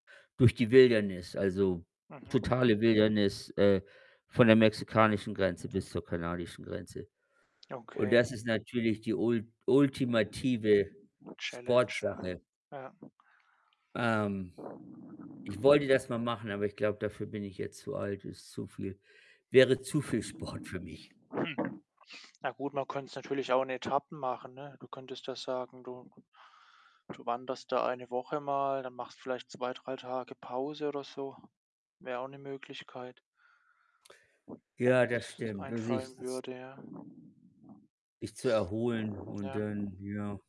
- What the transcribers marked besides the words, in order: "Wildnis" said as "Wilderniss"; "Wildnis" said as "Wilderniss"; laughing while speaking: "Sport"; background speech; tapping; other background noise
- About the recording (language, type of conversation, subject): German, unstructured, Was macht dir beim Sport am meisten Spaß?